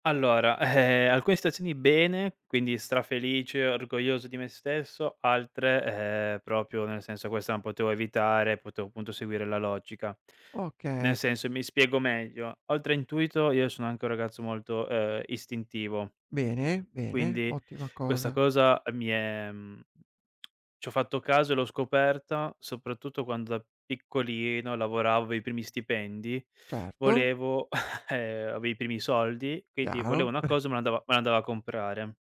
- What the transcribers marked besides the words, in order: sigh; "proprio" said as "propio"; other background noise; chuckle; chuckle
- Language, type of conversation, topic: Italian, podcast, Come reagisci quando l’intuito va in contrasto con la logica?